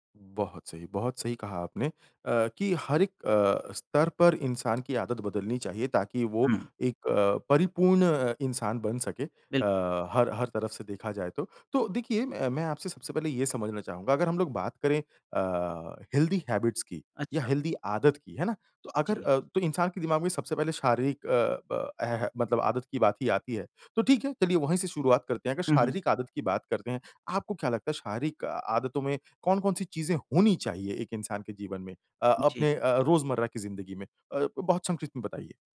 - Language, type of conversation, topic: Hindi, podcast, नई स्वस्थ आदत शुरू करने के लिए आपका कदम-दर-कदम तरीका क्या है?
- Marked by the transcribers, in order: in English: "हेल्दी हैबिट्स"; in English: "हेल्दी"; "शारीरिक" said as "शारिक"